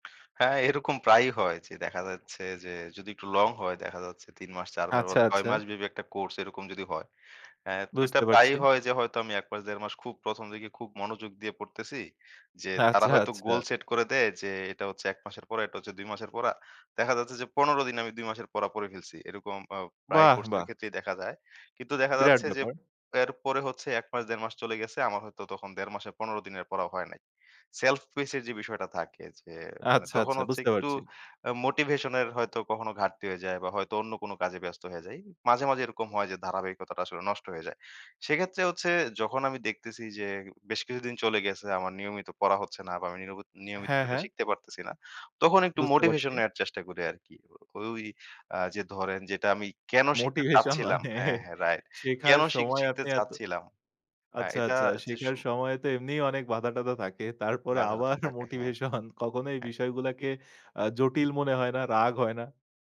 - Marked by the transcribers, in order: laughing while speaking: "এরকম প্রায়ই"; laughing while speaking: "আচ্ছা, আচ্ছা"; in English: "self pace"; laughing while speaking: "মোটিভেশন মানে"; laughing while speaking: "আবার মোটিভেশন"
- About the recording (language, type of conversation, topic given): Bengali, podcast, আপনি নতুন কোনো বিষয় শেখা শুরু করলে প্রথমে কীভাবে এগোন?